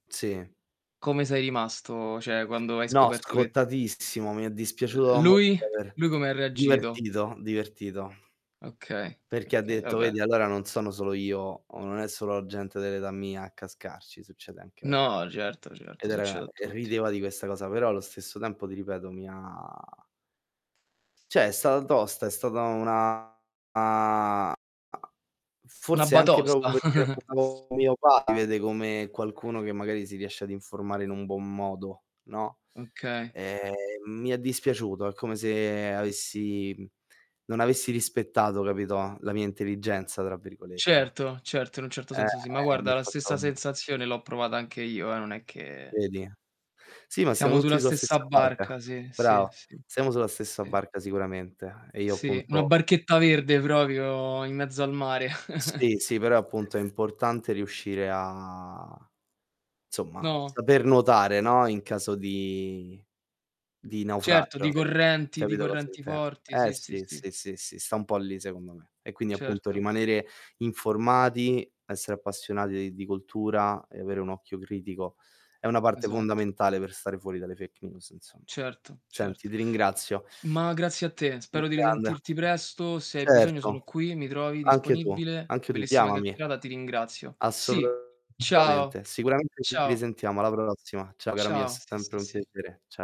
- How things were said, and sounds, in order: "rimasto" said as "imasto"; "Cioè" said as "ceh"; other background noise; static; distorted speech; tapping; "proprio" said as "propo"; unintelligible speech; unintelligible speech; chuckle; "siamo" said as "semo"; "proprio" said as "propio"; chuckle; drawn out: "a"; "insomma" said as "zomma"; drawn out: "di"; unintelligible speech; "appassionati" said as "appassionadi"; in English: "fake news"
- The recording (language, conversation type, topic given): Italian, unstructured, Cosa ne pensi della diffusione delle notizie false?